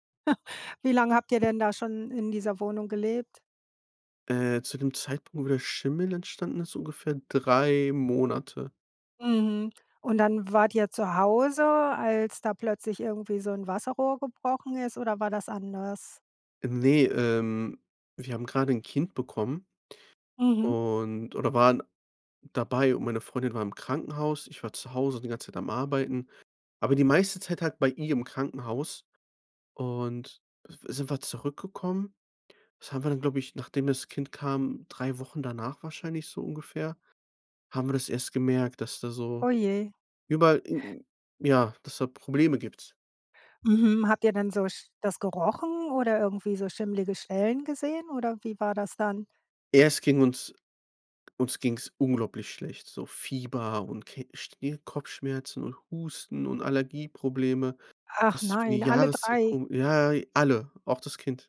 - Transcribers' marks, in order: laugh; other noise
- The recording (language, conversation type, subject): German, podcast, Wann hat ein Umzug dein Leben unerwartet verändert?
- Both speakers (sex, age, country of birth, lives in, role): female, 55-59, Germany, United States, host; male, 25-29, Germany, Germany, guest